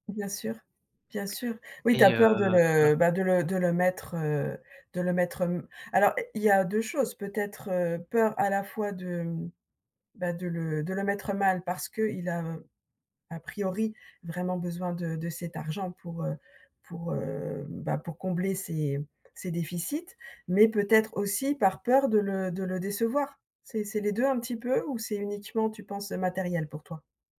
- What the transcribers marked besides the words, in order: none
- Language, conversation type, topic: French, advice, Comment puis-je apprendre à dire non aux demandes d’un ami ?